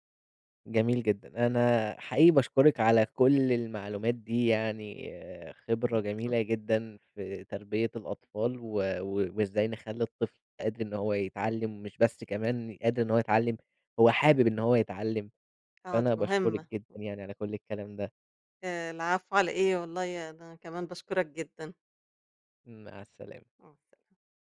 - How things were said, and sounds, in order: unintelligible speech; tapping
- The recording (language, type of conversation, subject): Arabic, podcast, ازاي بتشجّع الأطفال يحبّوا التعلّم من وجهة نظرك؟